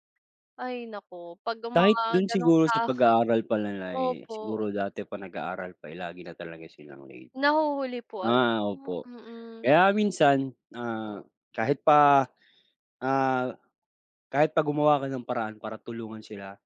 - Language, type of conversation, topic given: Filipino, unstructured, Ano ang masasabi mo sa mga taong palaging nahuhuli sa mga lakad?
- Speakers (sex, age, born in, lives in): female, 25-29, Philippines, Philippines; male, 35-39, Philippines, Philippines
- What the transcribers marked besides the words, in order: none